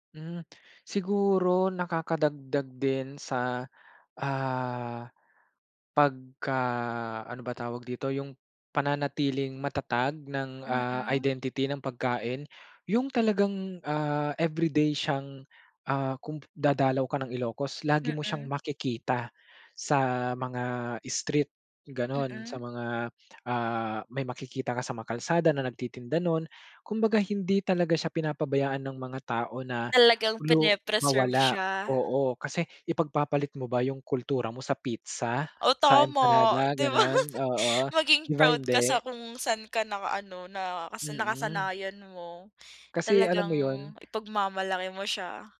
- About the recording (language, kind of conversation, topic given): Filipino, podcast, Paano nakaaapekto ang pagkain sa pagkakakilanlan mo?
- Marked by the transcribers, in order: laughing while speaking: "di ba?"